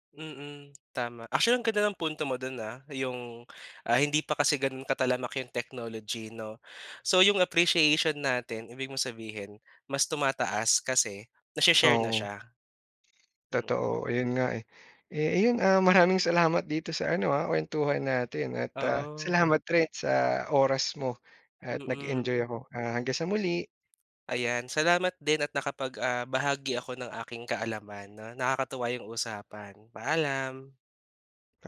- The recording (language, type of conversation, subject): Filipino, podcast, Mas gusto mo ba ang mga kantang nasa sariling wika o mga kantang banyaga?
- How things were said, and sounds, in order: other background noise